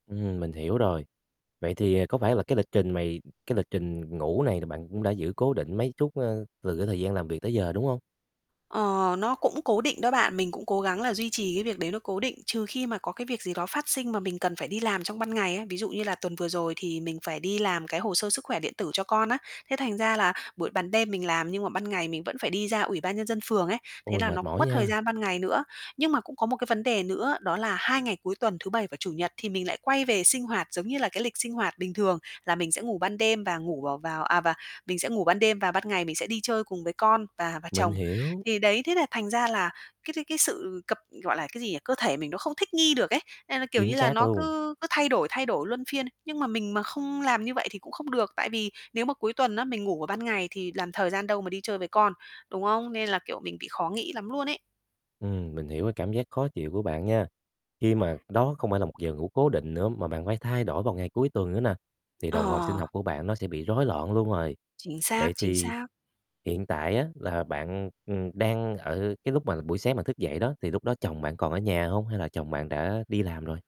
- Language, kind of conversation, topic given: Vietnamese, advice, Làm thế nào để điều chỉnh giấc ngủ khi bạn làm ca đêm hoặc thay đổi giờ làm việc?
- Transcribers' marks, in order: static; other background noise; tapping; distorted speech